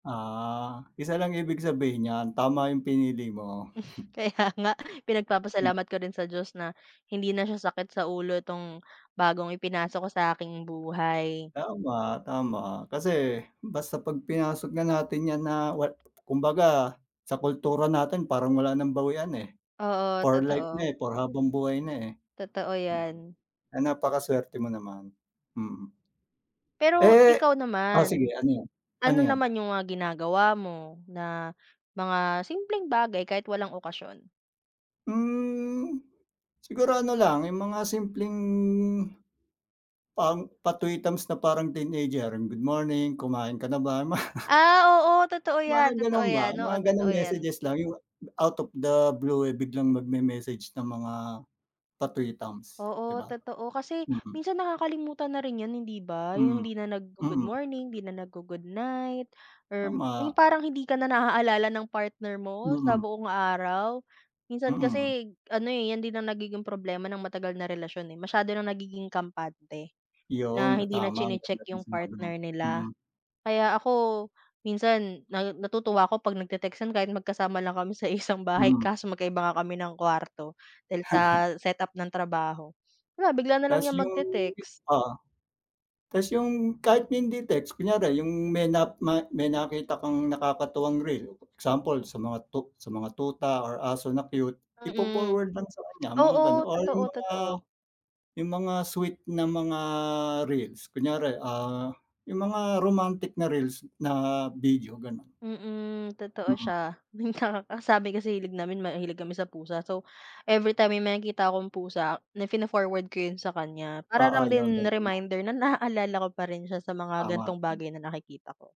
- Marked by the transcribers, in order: laughing while speaking: "Hmm. Kaya nga"; laughing while speaking: "Ma"; in English: "out of the blue"; chuckle
- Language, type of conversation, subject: Filipino, unstructured, Ano ang mga paraan para mapanatili ang kilig sa isang matagal nang relasyon?